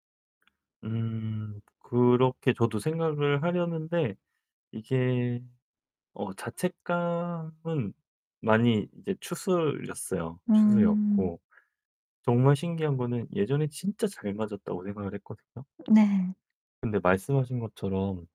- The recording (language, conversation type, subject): Korean, advice, 오해로 어색해진 관계를 다시 편하게 만들기 위해 어떻게 대화를 풀어가면 좋을까요?
- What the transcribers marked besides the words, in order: other background noise